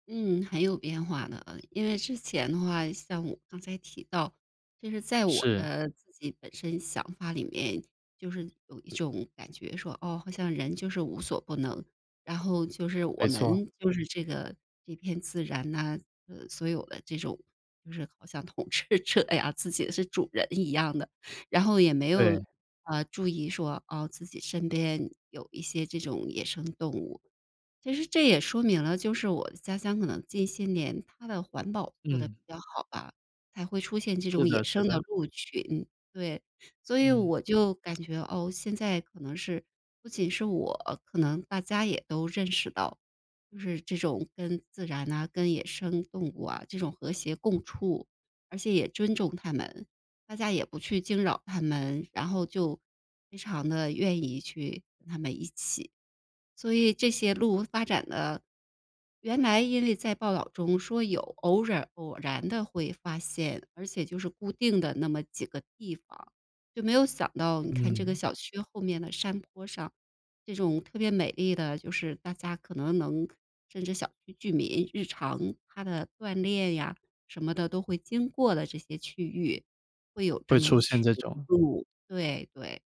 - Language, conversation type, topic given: Chinese, podcast, 有没有过一次近距离接触野生动物、让你惊喜的经历？
- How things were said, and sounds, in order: laughing while speaking: "统治者"